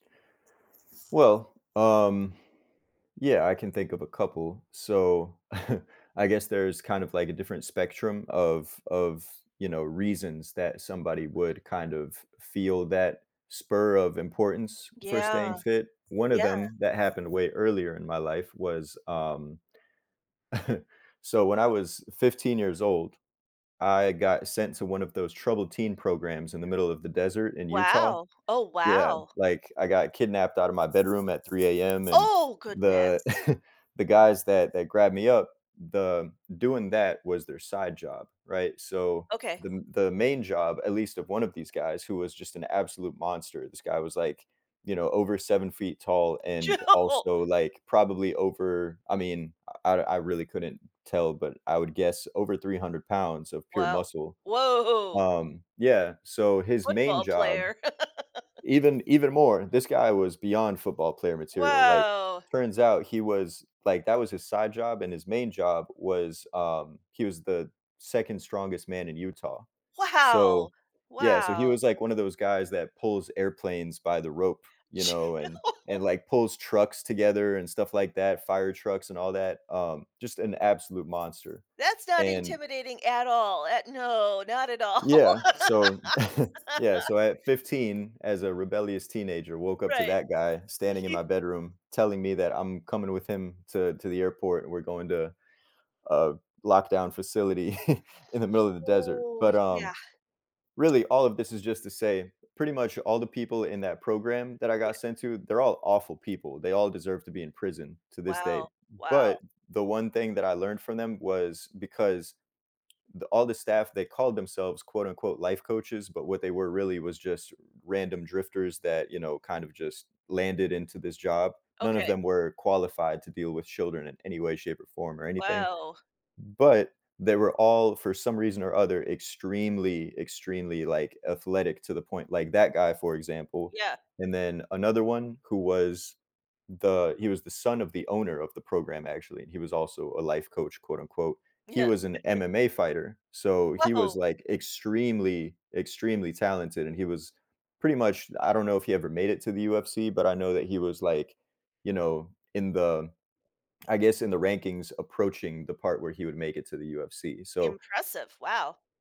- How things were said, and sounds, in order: other background noise; chuckle; chuckle; chuckle; laughing while speaking: "Jo"; laugh; laughing while speaking: "Chill"; chuckle; laugh; giggle; chuckle; tsk; tapping; laugh; laughing while speaking: "Woah!"
- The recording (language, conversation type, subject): English, podcast, How do personal goals and life experiences shape your commitment to staying healthy?